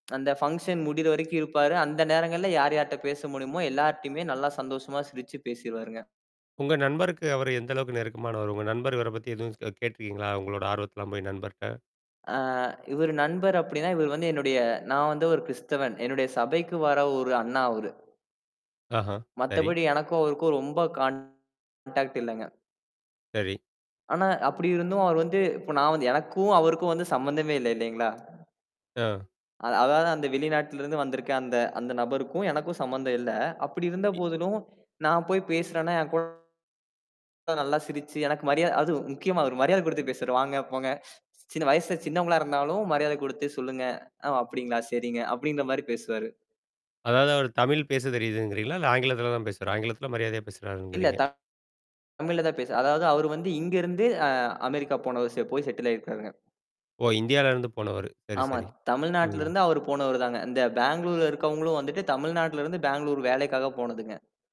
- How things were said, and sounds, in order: tapping; distorted speech; in English: "கான்டாக்ட்"; other noise; in English: "செட்டில்"
- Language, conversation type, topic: Tamil, podcast, அந்த நாட்டைச் சேர்ந்த ஒருவரிடமிருந்து நீங்கள் என்ன கற்றுக்கொண்டீர்கள்?